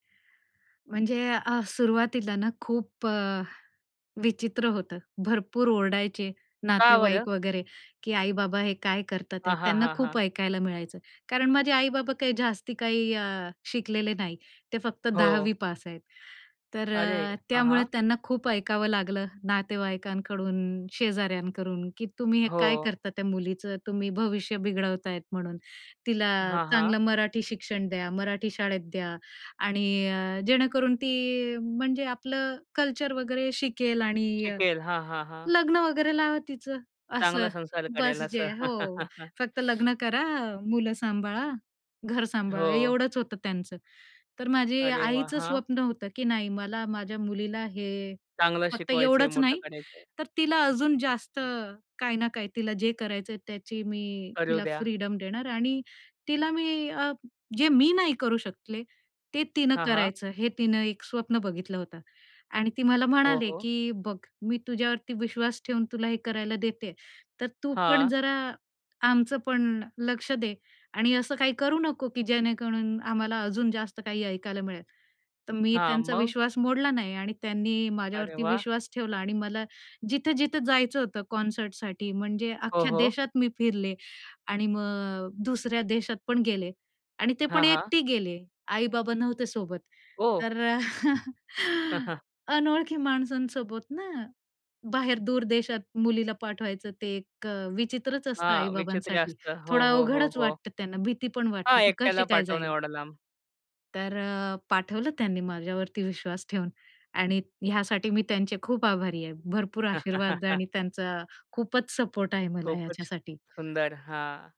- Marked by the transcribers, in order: other background noise; in English: "कल्चर"; chuckle; in English: "फ्रीडम"; in English: "कॉन्सर्टसाठी"; tapping; chuckle; chuckle
- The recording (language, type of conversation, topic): Marathi, podcast, तुमच्या कामामुळे तुमची ओळख कशी बदलली आहे?